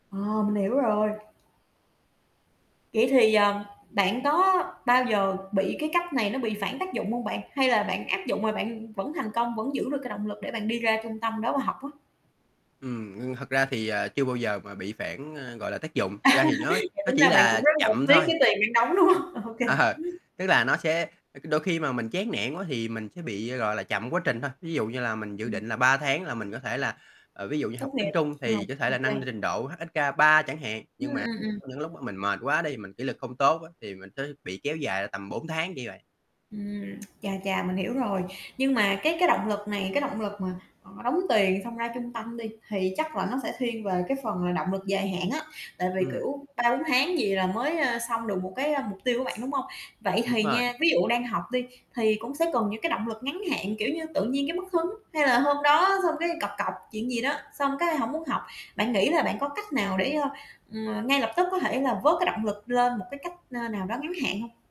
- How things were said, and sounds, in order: static; distorted speech; laughing while speaking: "À"; throat clearing; laughing while speaking: "Ờ"; laughing while speaking: "đóng, đúng không?"; other noise; tapping; tsk; other background noise
- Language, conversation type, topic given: Vietnamese, podcast, Bạn dùng mẹo nào để giữ động lực suốt cả ngày?